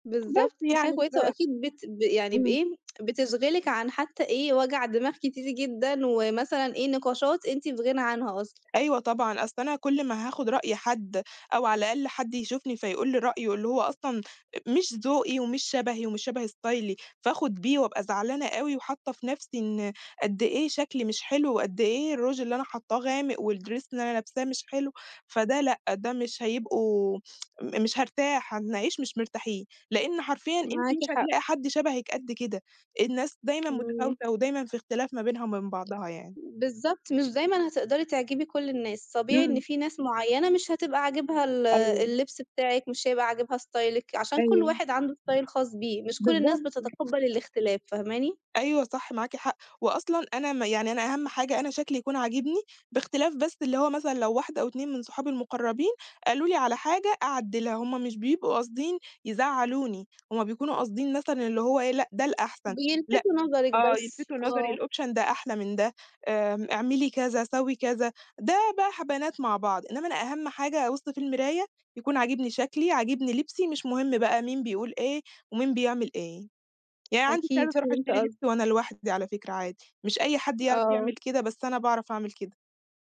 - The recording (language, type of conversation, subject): Arabic, podcast, ازاي تغيّر ستايلك من غير ما تصرف كتير؟
- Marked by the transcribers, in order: tsk; tapping; in English: "استايلي"; in English: "الrouge"; in English: "والdress"; tsk; in English: "ستايلِك"; in English: "style"; other background noise; in English: "الoption"